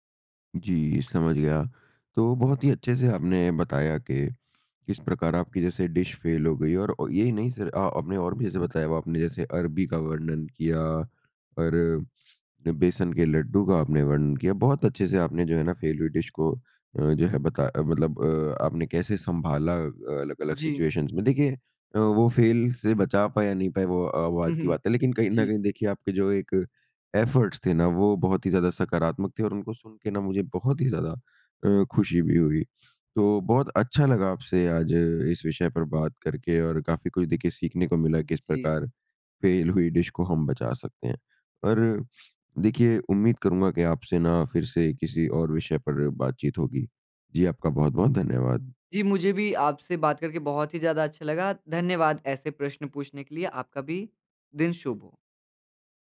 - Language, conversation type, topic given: Hindi, podcast, खराब हो गई रेसिपी को आप कैसे सँवारते हैं?
- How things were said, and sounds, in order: in English: "डिश"; in English: "डिश"; in English: "सिचुएशंस"; in English: "एफ़र्ट्स"; in English: "डिश"